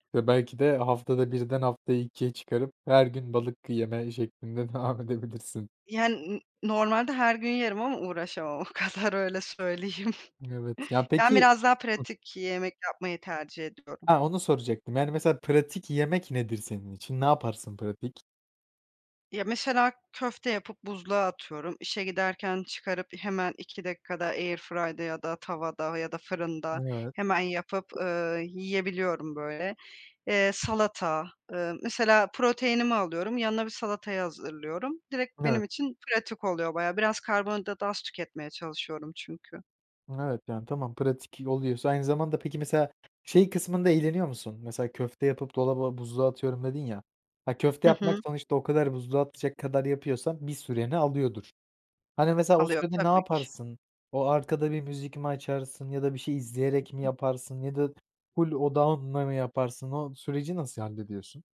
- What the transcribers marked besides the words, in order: laughing while speaking: "devam edebilirsin"; laughing while speaking: "uğraşamam o kadar, öyle söyleyeyim"; other background noise; in English: "airfry'da"; tapping
- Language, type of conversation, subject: Turkish, podcast, Hobiler günlük stresi nasıl azaltır?